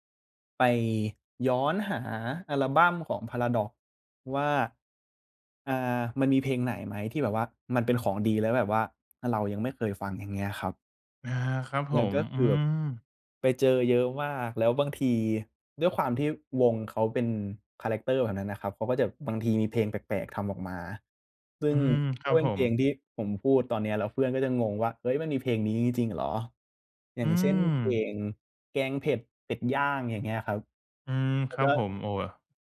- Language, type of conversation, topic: Thai, podcast, มีเพลงไหนที่ฟังแล้วกลายเป็นเพลงประจำช่วงหนึ่งของชีวิตคุณไหม?
- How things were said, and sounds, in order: other background noise; tapping